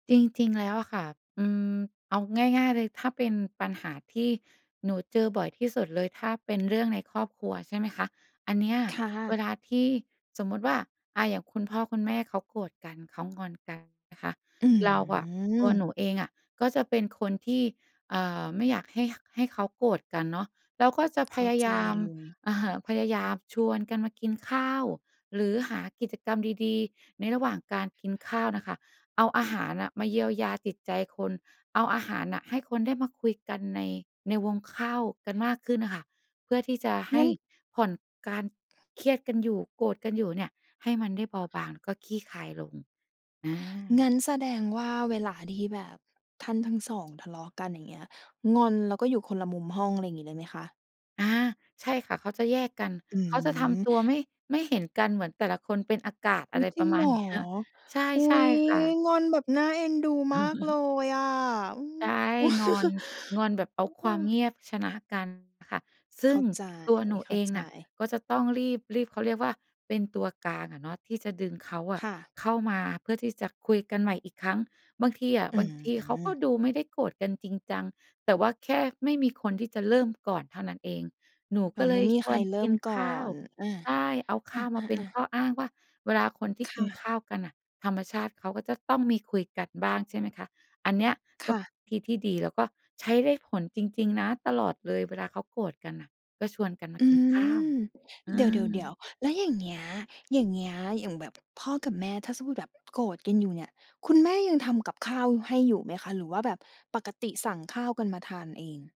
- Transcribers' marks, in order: tapping; drawn out: "อืม"; other background noise; chuckle; chuckle; other noise
- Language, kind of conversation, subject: Thai, podcast, คุณเคยมีประสบการณ์ที่อาหารช่วยคลี่คลายความขัดแย้งได้ไหม?